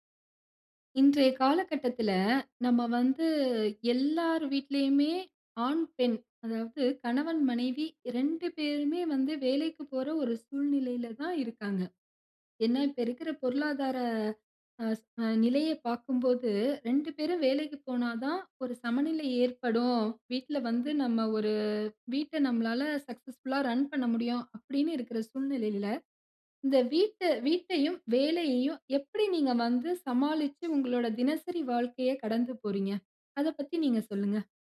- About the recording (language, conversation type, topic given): Tamil, podcast, வேலைக்கும் வீட்டுக்கும் சமநிலையை நீங்கள் எப்படி சாதிக்கிறீர்கள்?
- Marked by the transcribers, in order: drawn out: "ஒரு"; in English: "சக்சஸ்ஃபுல்லா ரன்"; other background noise